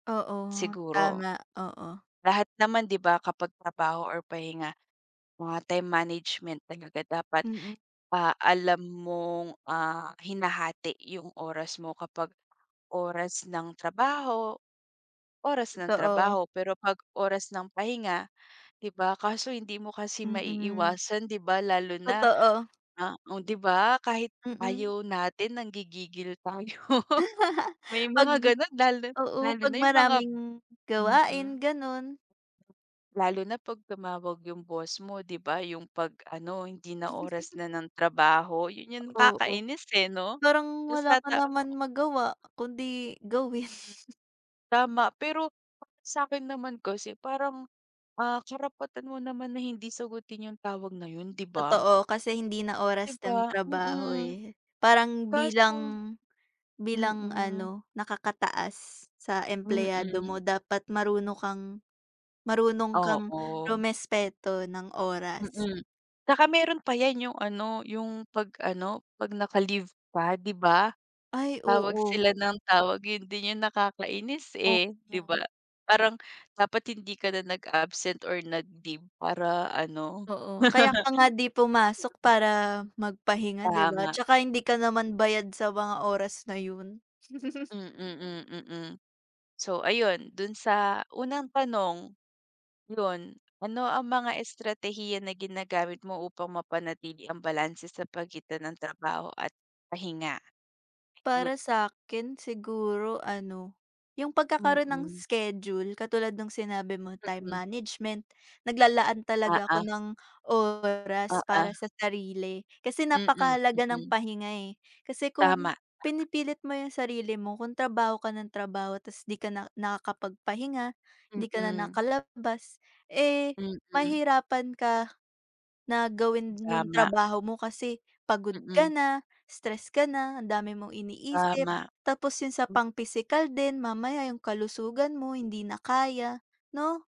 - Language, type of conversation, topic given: Filipino, unstructured, Paano mo pinamamahalaan ang oras mo sa pagitan ng trabaho at pahinga?
- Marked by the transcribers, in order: laugh; laugh; tapping; chuckle; laugh; laugh